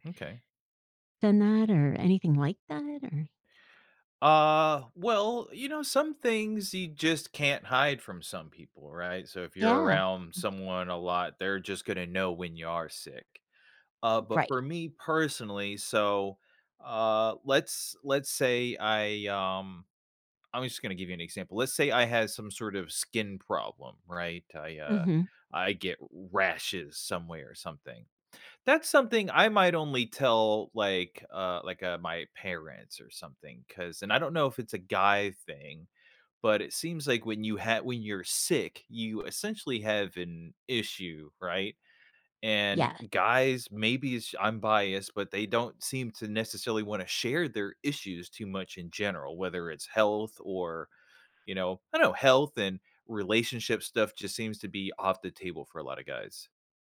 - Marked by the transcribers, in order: tapping
- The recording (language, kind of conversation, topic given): English, unstructured, How should I decide who to tell when I'm sick?